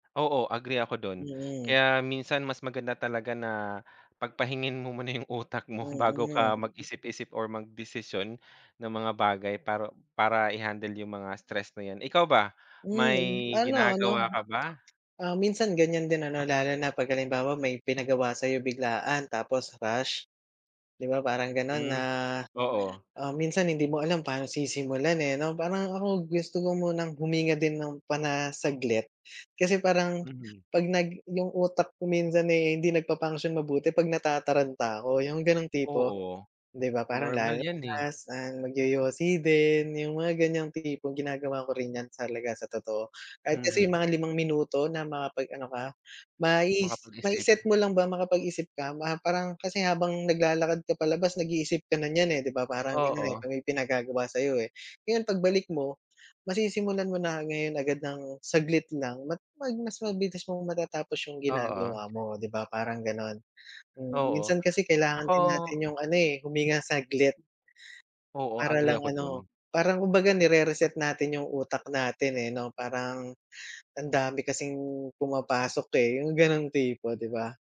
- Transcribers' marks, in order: "pagpahingain" said as "pagpahingin"; "talaga" said as "salaga"
- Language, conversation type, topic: Filipino, unstructured, Ano ang ginagawa mo para maging masaya sa trabaho?